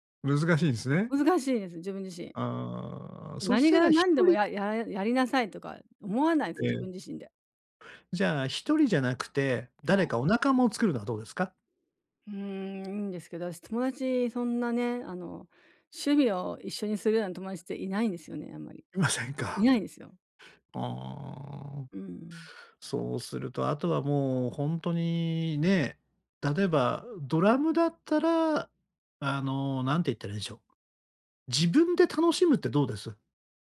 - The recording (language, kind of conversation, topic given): Japanese, advice, 趣味への興味を長く保ち、無理なく続けるにはどうすればよいですか？
- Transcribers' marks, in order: other noise